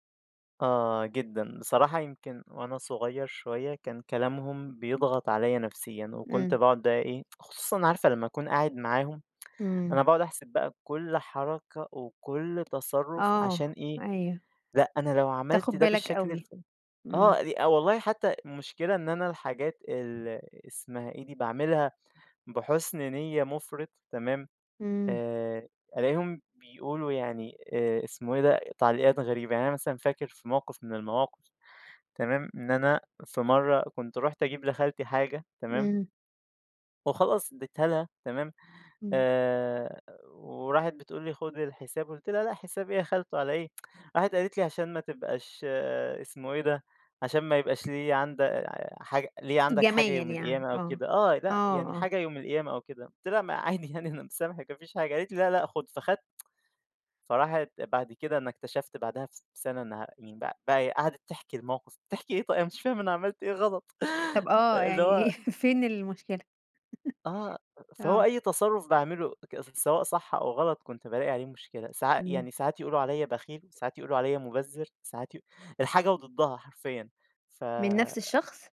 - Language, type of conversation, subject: Arabic, podcast, إزاي تحط حدود مع قرايبك اللي بيتدخلوا في حياتك؟
- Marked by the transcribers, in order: tsk; tsk; tapping; tsk; laughing while speaking: "ما عادي يعني أنا مسامحِك"; chuckle